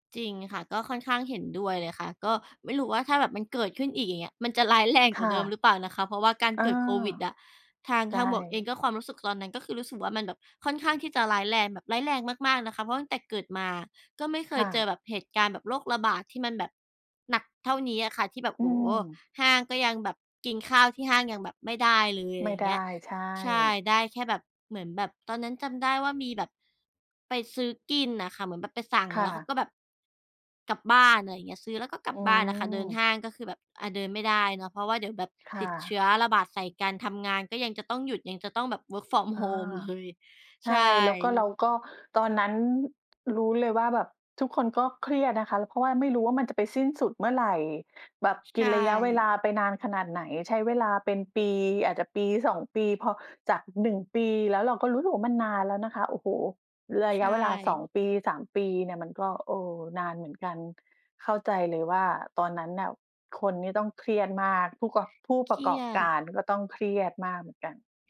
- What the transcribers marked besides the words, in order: laughing while speaking: "ร้ายแรง"; tapping; in English: "work from home"; other background noise
- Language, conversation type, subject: Thai, unstructured, คุณคิดว่าการออมเงินสำคัญแค่ไหนในชีวิตประจำวัน?